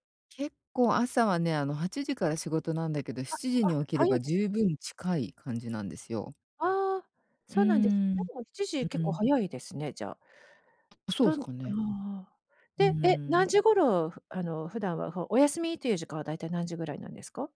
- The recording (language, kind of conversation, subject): Japanese, advice, 就寝前のルーティンを定着させるにはどうすればよいですか？
- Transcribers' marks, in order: tapping